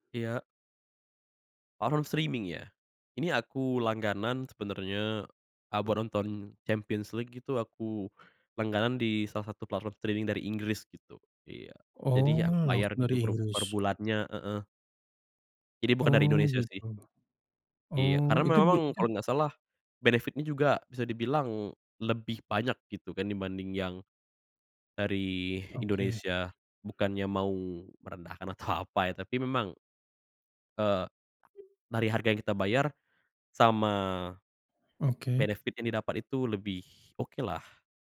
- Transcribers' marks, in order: in English: "streaming"; other background noise; in English: "streaming"; "langsung" said as "laungs"; tapping; in English: "benefit-nya"; laughing while speaking: "atau"; in English: "benefit"
- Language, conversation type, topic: Indonesian, podcast, Bagaimana layanan streaming mengubah kebiasaan menonton orang?